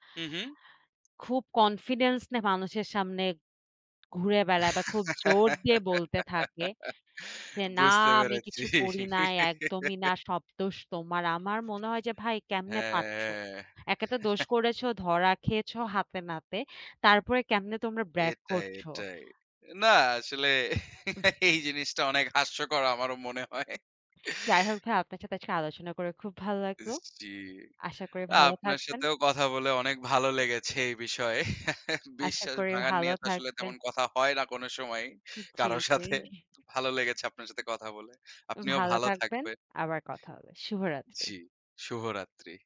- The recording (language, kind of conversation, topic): Bengali, unstructured, মানুষের মধ্যে বিশ্বাস গড়ে তোলা কেন এত কঠিন?
- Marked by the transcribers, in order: laugh; chuckle; laughing while speaking: "না আসলে এই জিনিসটা অনেক হাস্যকর আমারও মনে হয়"; laughing while speaking: "জি, আপনার সাথেও কথা বলে … সময়, কারো সাথে"